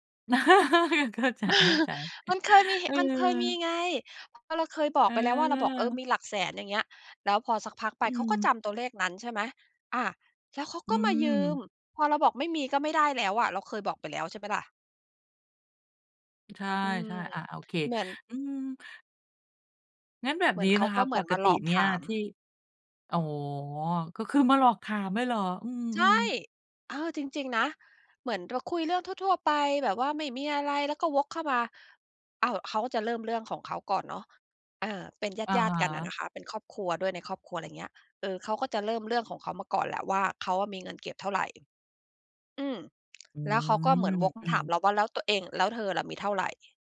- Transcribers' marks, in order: laugh; laughing while speaking: "เข้าใจ เข้าใจ เออ"; chuckle
- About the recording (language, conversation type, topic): Thai, advice, จะเริ่มคุยเรื่องการเงินกับคนในครอบครัวยังไงดีเมื่อฉันรู้สึกกังวลมาก?
- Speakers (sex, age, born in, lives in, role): female, 45-49, Thailand, Thailand, advisor; female, 50-54, United States, United States, user